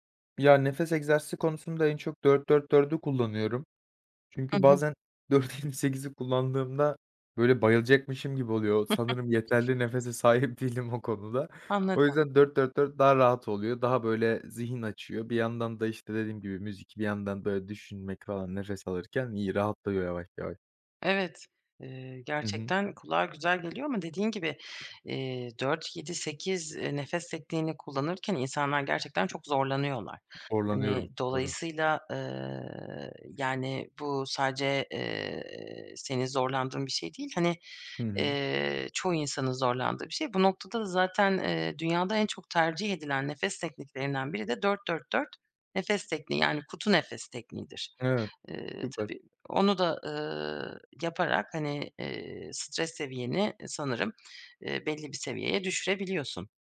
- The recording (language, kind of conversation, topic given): Turkish, podcast, Stres sonrası toparlanmak için hangi yöntemleri kullanırsın?
- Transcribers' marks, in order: other background noise; laughing while speaking: "dört yedi sekizi"; tapping; chuckle; drawn out: "eee"